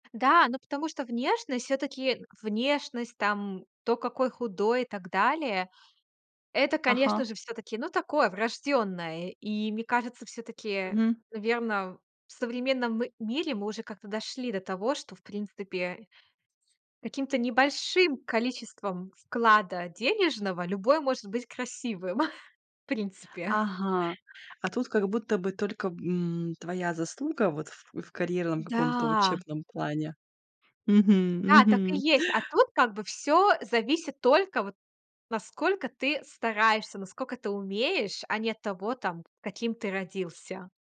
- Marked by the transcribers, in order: tapping; chuckle; other background noise
- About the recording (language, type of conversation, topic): Russian, podcast, Как перестать сравнивать себя с другими?